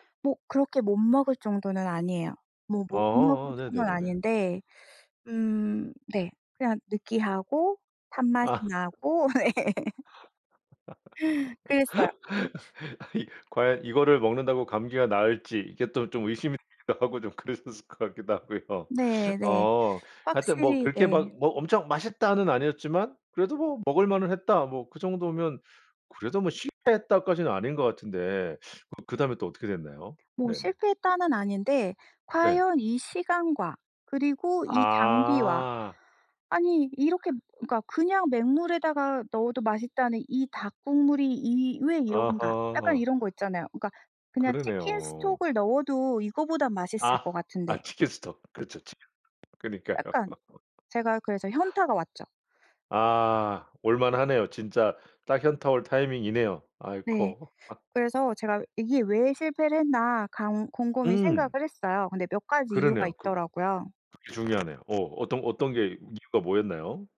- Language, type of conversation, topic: Korean, podcast, 실패한 요리 경험을 하나 들려주실 수 있나요?
- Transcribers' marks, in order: tapping; laughing while speaking: "아. 아니"; other background noise; laugh; laughing while speaking: "되기도 하고 좀 그러셨을 것 같기도 하고요"; laughing while speaking: "그러니까요"; laugh; laugh